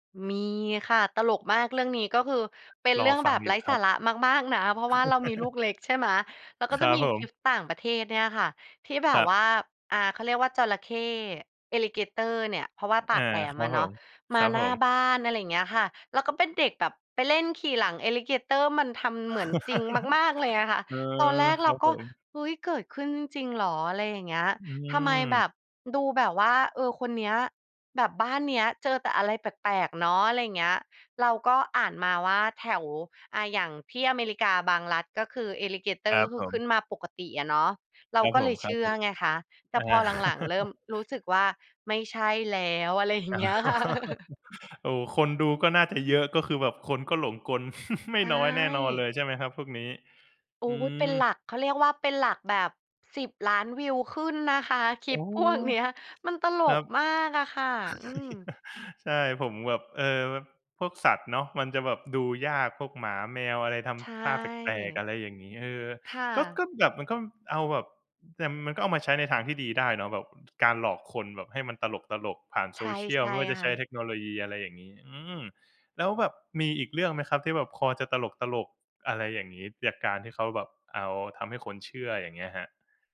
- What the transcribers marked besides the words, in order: other background noise; chuckle; chuckle; chuckle; laughing while speaking: "อ๋อ"; chuckle; laughing while speaking: "ค่ะ"; chuckle; chuckle; chuckle; tapping; other noise
- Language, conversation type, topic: Thai, podcast, เรื่องเล่าบนโซเชียลมีเดียส่งผลต่อความเชื่อของผู้คนอย่างไร?